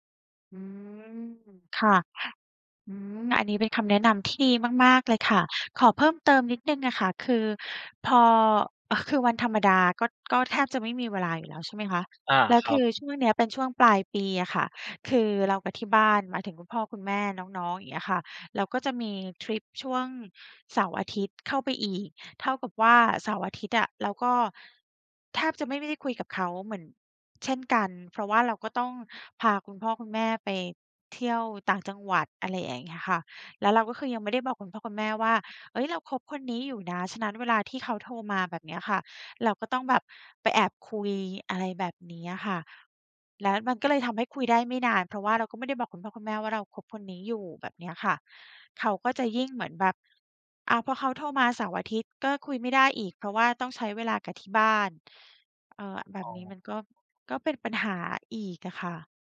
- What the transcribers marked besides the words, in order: other background noise; tapping
- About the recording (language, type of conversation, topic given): Thai, advice, คุณจะจัดการความสัมพันธ์ที่ตึงเครียดเพราะไม่ลงตัวเรื่องเวลาอย่างไร?